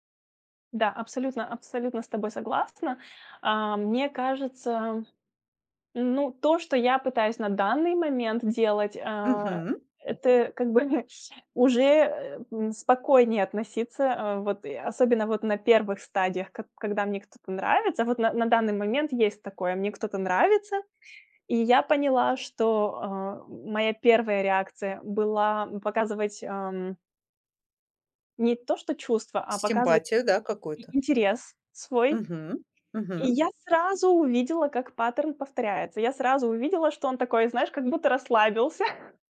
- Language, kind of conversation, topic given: Russian, advice, Как понять, совместимы ли мы с партнёром, если наши жизненные приоритеты не совпадают?
- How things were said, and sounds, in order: other background noise; chuckle; tapping; chuckle